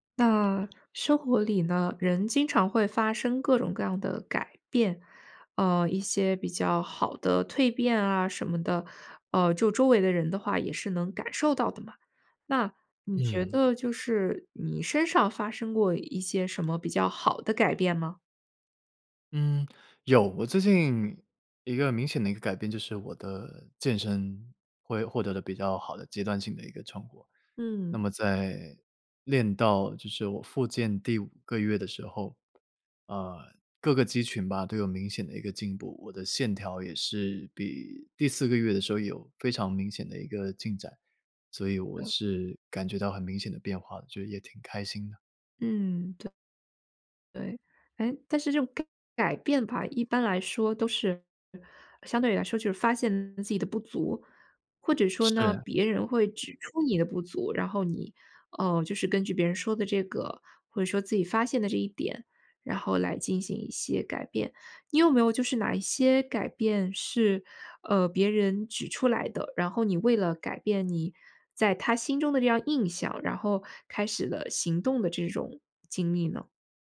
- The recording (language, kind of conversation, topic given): Chinese, podcast, 怎样用行动证明自己的改变？
- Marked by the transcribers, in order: other background noise